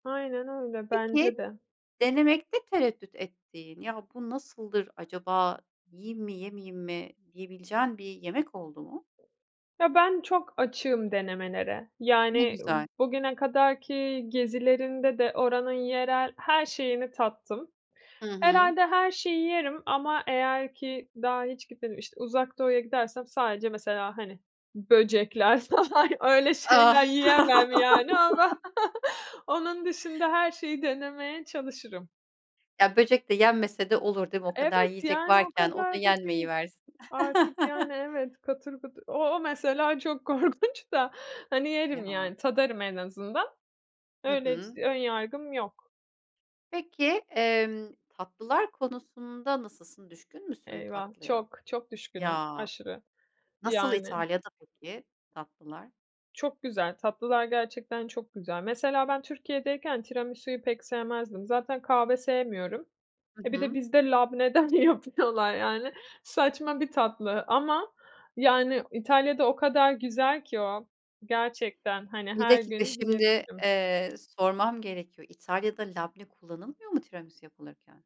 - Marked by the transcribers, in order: laughing while speaking: "falan, öyle şeyler yiyemem yani, ama"; laugh; chuckle; chuckle; laughing while speaking: "çok korkunç da"; laughing while speaking: "labneden yapıyorlar yani"
- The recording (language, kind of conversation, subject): Turkish, podcast, Yerel yemekleri denemeye yönelik cesaretin nasıl gelişti?
- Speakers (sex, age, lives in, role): female, 30-34, Italy, guest; female, 40-44, Germany, host